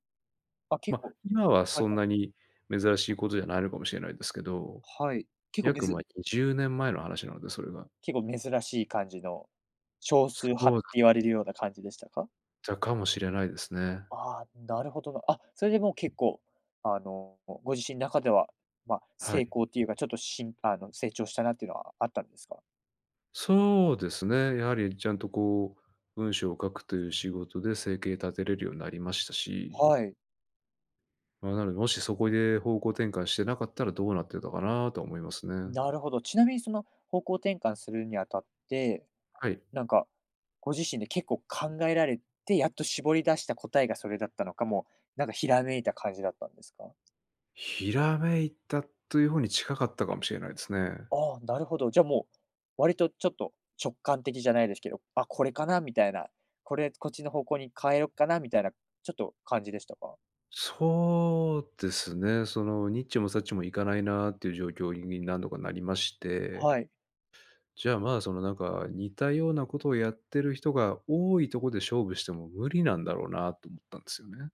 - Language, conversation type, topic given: Japanese, podcast, 誰かの一言で人生が変わった経験はありますか？
- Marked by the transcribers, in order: other background noise